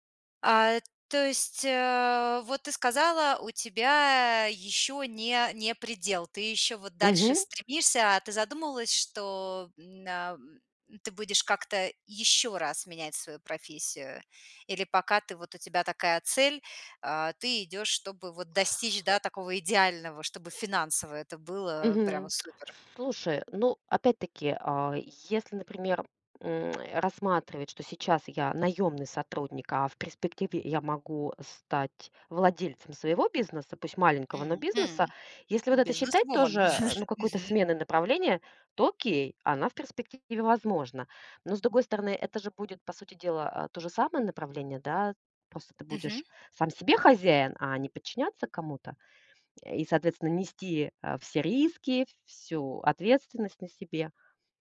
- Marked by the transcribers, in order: tapping; in English: "Businesswoman"; chuckle
- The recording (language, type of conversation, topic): Russian, podcast, Что для тебя важнее: деньги или смысл работы?